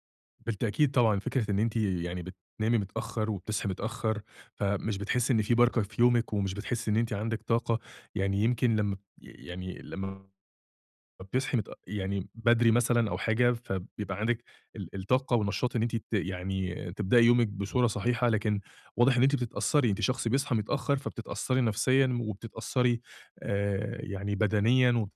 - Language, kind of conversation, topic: Arabic, advice, إزاي أقدر أصحى بنشاط وحيوية وأعمل روتين صباحي يديني طاقة؟
- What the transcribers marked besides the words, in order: none